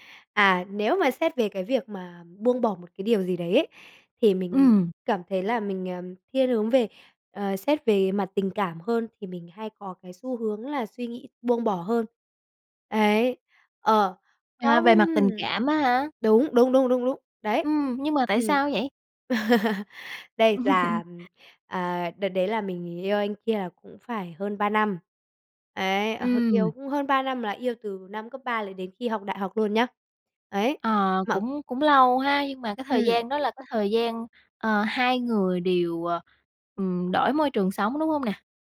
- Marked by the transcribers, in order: other background noise; tapping; laugh; background speech
- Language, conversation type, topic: Vietnamese, podcast, Bạn làm sao để biết khi nào nên kiên trì hay buông bỏ?